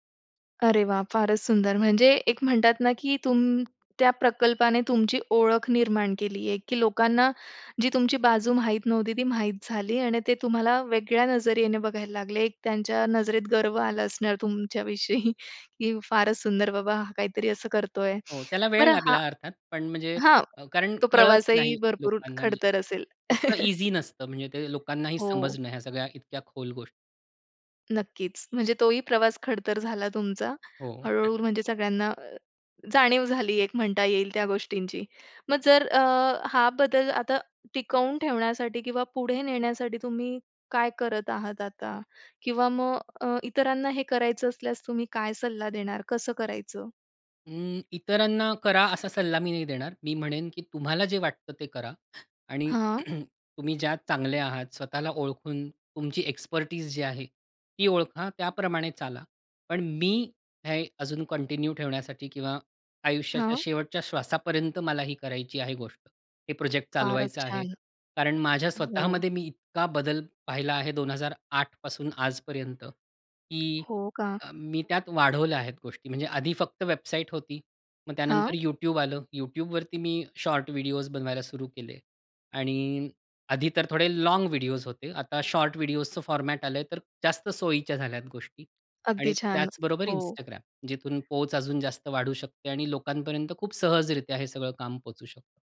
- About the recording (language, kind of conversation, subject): Marathi, podcast, या उपक्रमामुळे तुमच्या आयुष्यात नेमका काय बदल झाला?
- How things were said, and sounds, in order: tapping; laughing while speaking: "विषयी"; other background noise; chuckle; other street noise; chuckle; throat clearing; in English: "एक्सपेर्टीज"; in English: "कंटिन्यू"; in English: "फॉर्मॅट"